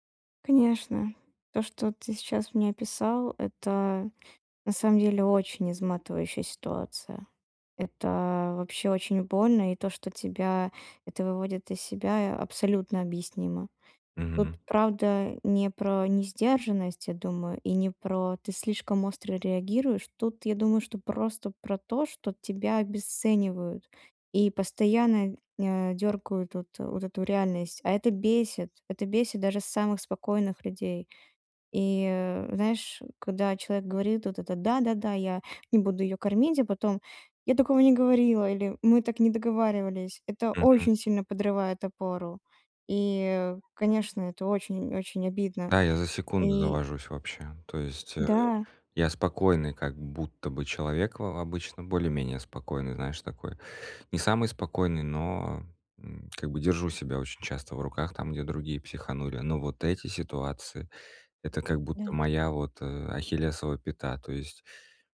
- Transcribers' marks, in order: tapping
- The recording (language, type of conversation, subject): Russian, advice, Как вести разговор, чтобы не накалять эмоции?